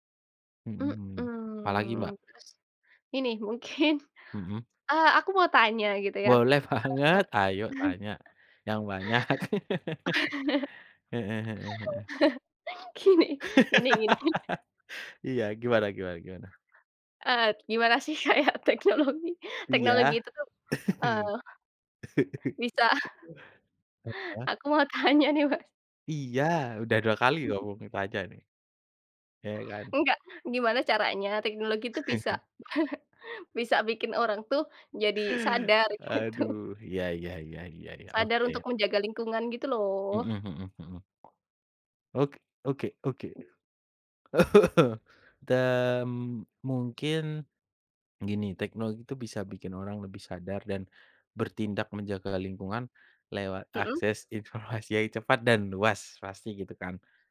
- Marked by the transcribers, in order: laughing while speaking: "mungkin"; tapping; laughing while speaking: "banget"; chuckle; laugh; laughing while speaking: "Gini"; laugh; laugh; chuckle; other background noise; laughing while speaking: "sih kayak teknologi"; chuckle; laughing while speaking: "tanya nih Mas"; unintelligible speech; chuckle; laughing while speaking: "gitu"; chuckle; laughing while speaking: "informasi"
- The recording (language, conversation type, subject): Indonesian, unstructured, Bagaimana peran teknologi dalam menjaga kelestarian lingkungan saat ini?